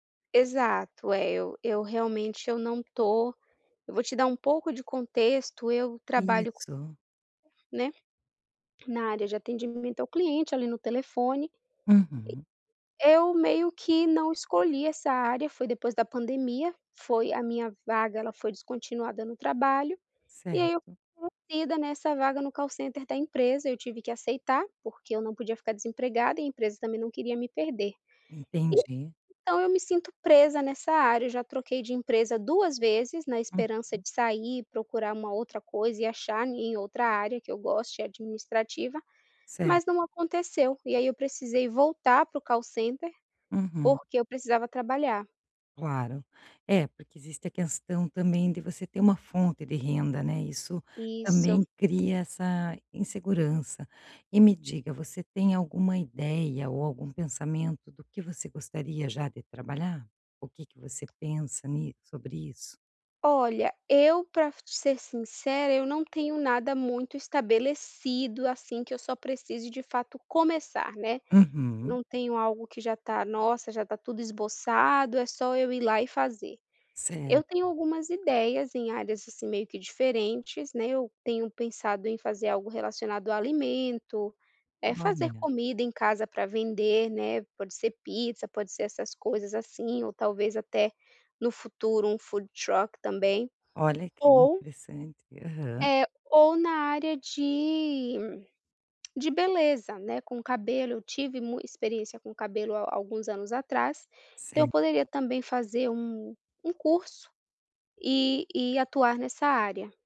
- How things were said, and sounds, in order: tapping; other background noise; in English: "call center"; in English: "call center"; put-on voice: "Food Truck"; in English: "Food Truck"; tongue click
- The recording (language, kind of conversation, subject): Portuguese, advice, Como lidar com a incerteza ao mudar de rumo na vida?